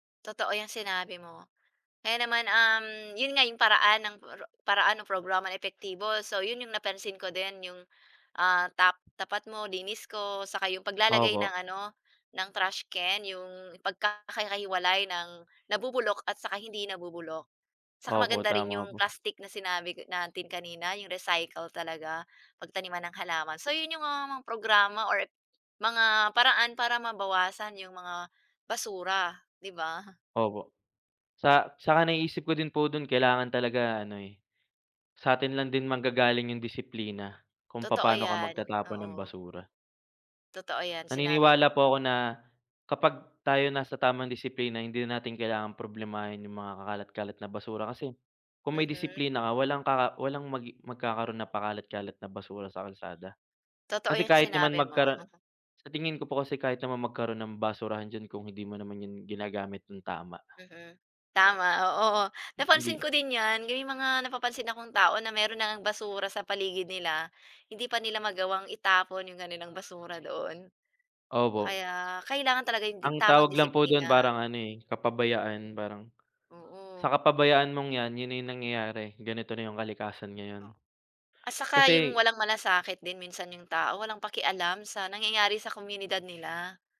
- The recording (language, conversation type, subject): Filipino, unstructured, Ano ang reaksyon mo kapag may nakikita kang nagtatapon ng basura kung saan-saan?
- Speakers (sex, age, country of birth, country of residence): female, 40-44, Philippines, Philippines; male, 25-29, Philippines, Philippines
- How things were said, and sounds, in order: snort; tapping; other noise; background speech